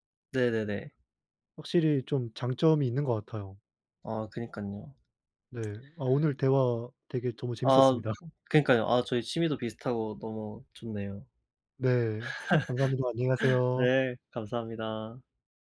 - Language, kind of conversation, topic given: Korean, unstructured, 스트레스를 받을 때 보통 어떻게 푸세요?
- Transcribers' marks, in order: laugh